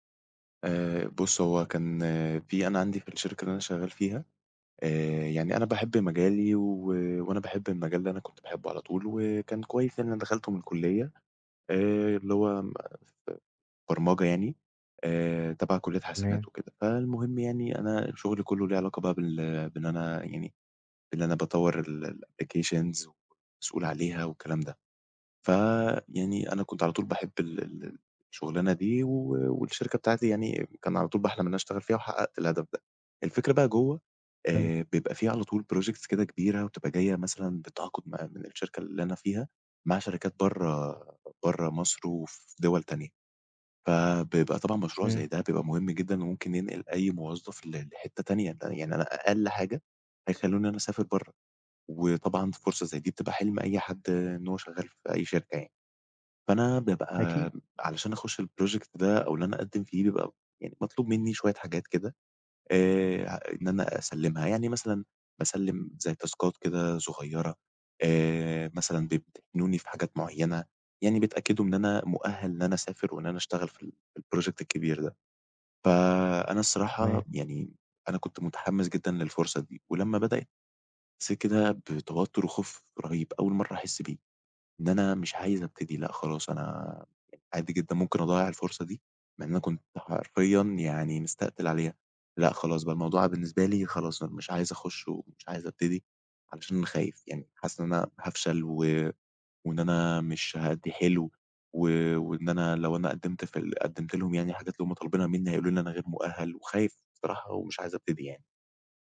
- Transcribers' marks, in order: in English: "الapplications"; in English: "projects"; in English: "الproject"; in English: "الproject"
- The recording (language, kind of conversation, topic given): Arabic, advice, إزاي الخوف من الفشل بيمنعك تبدأ تحقق أهدافك؟